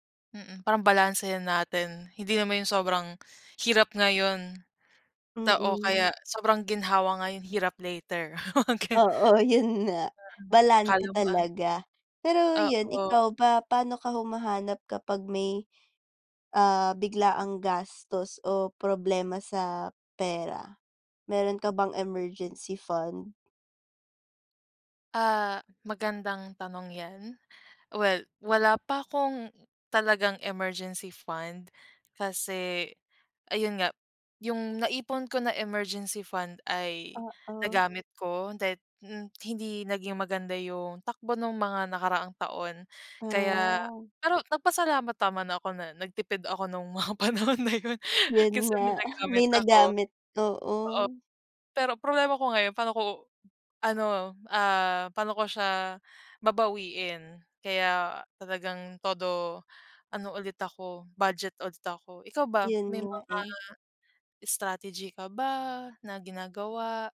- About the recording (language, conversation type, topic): Filipino, unstructured, Paano mo pinaplano kung paano mo gagamitin ang pera mo sa hinaharap?
- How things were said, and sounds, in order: laughing while speaking: "mga gano'n"; laughing while speaking: "'yon nga"; other background noise; tapping; laughing while speaking: "mga panahon na 'yon"